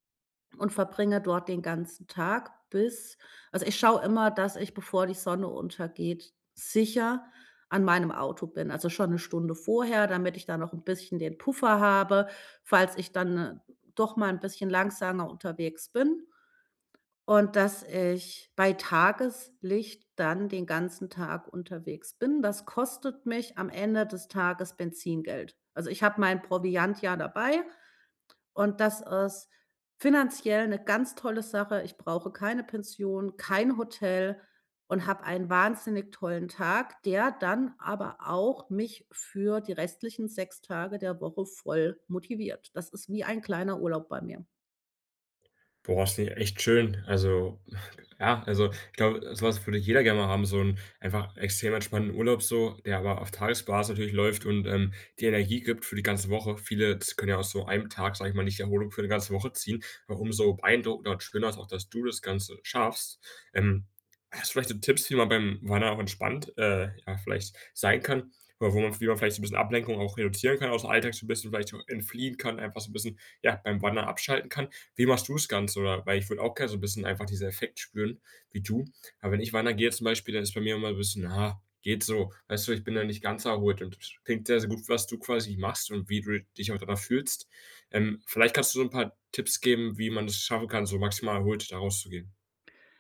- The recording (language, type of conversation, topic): German, podcast, Welche Tipps hast du für sicheres Alleinwandern?
- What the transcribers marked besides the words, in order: none